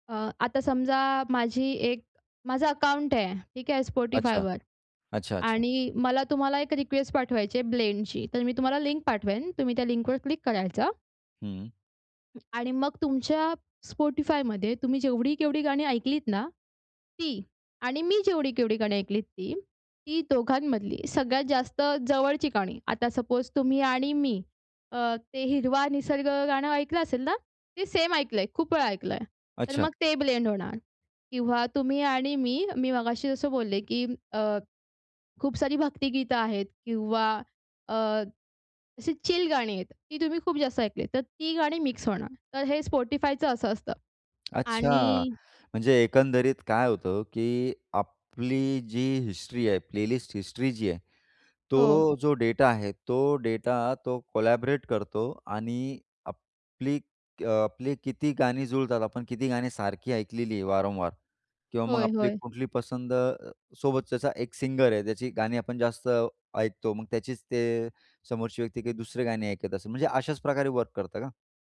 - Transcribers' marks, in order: in English: "ब्लेंड"; other noise; tapping; in English: "सपोज"; in English: "ब्लेंड"; in English: "प्लेलिस्ट हिस्ट्री"; in English: "कोलॅब्रेट"; other background noise
- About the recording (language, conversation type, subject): Marathi, podcast, एकत्र प्लेलिस्ट तयार करताना मतभेद झाले तर तुम्ही काय करता?